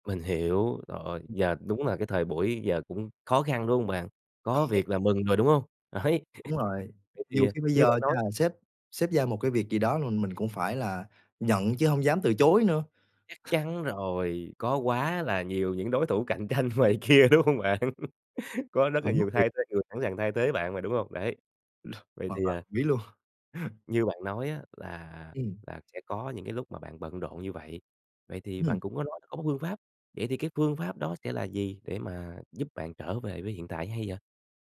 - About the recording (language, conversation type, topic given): Vietnamese, podcast, Bạn có bí quyết nào để giữ chánh niệm khi cuộc sống bận rộn không?
- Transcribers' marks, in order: laughing while speaking: "Đấy"; chuckle; laughing while speaking: "tranh"; laughing while speaking: "kia, đúng hông bạn?"; laugh; tapping; other noise